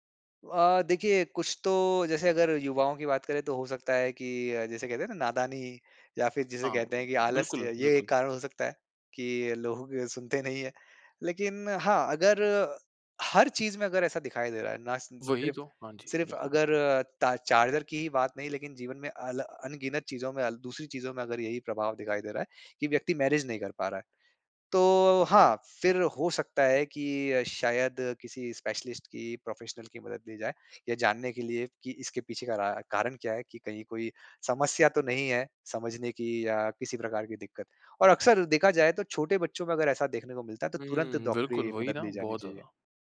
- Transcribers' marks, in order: in English: "मैनेज"; in English: "स्पेशलिस्ट"; in English: "प्रोफ़ेशनल"
- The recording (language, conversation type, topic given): Hindi, podcast, चार्जर और केबलों को सुरक्षित और व्यवस्थित तरीके से कैसे संभालें?